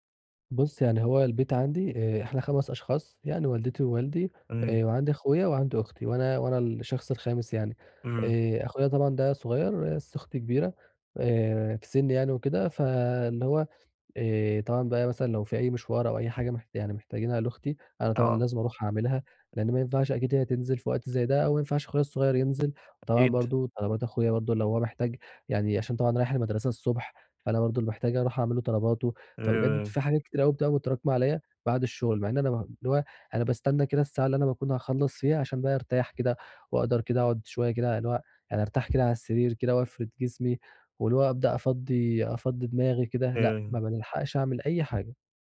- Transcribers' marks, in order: tapping
- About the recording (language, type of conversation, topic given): Arabic, advice, ازاي أقدر أسترخى في البيت بعد يوم شغل طويل؟